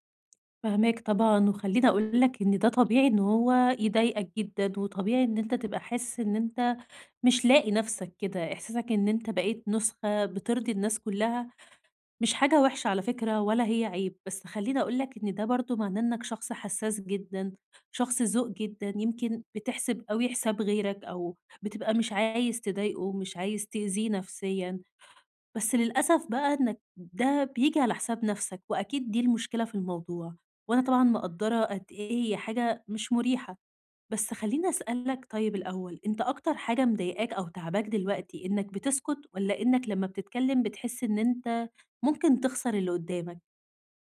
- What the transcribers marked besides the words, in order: none
- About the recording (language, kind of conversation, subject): Arabic, advice, إزاي أعبّر عن نفسي بصراحة من غير ما أخسر قبول الناس؟